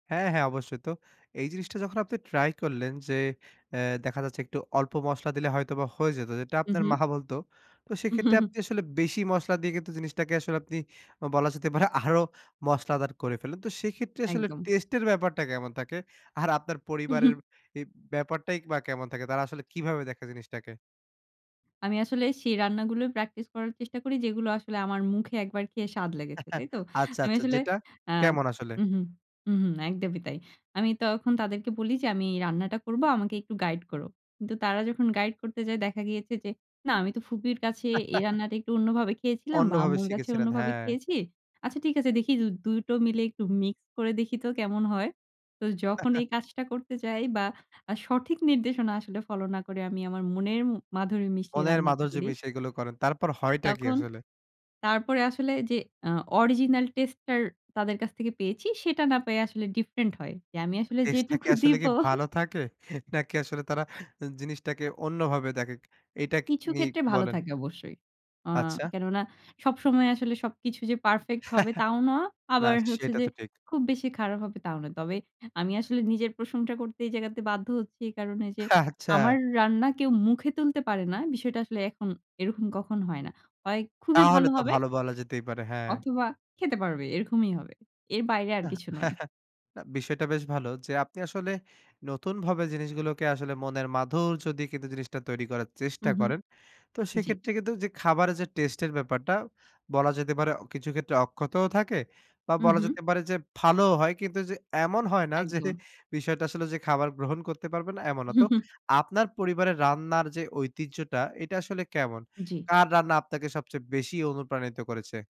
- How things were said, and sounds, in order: chuckle; laughing while speaking: "আরো"; chuckle; chuckle; laugh; laugh; laughing while speaking: "যেটুকু দিব"; laughing while speaking: "নাকি আসলে তারা জিনিসটাকে অন্যভাবে দেখে?"; chuckle; laughing while speaking: "আচ্ছা"; chuckle; laughing while speaking: "যে"; chuckle
- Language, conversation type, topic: Bengali, podcast, আপনি কীভাবে পরিবারের রেসিপিতে নতুনত্ব আনেন?